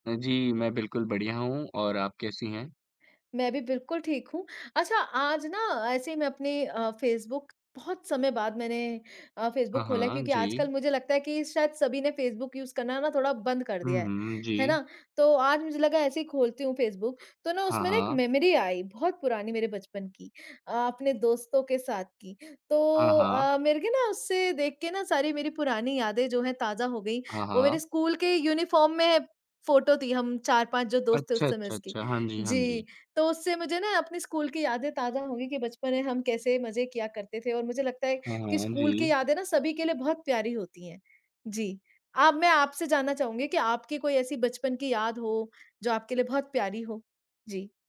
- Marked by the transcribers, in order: in English: "यूज़"; in English: "मेमोरी"; in English: "यूनिफ़ॉर्म"
- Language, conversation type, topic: Hindi, unstructured, आपकी सबसे प्यारी बचपन की याद कौन-सी है?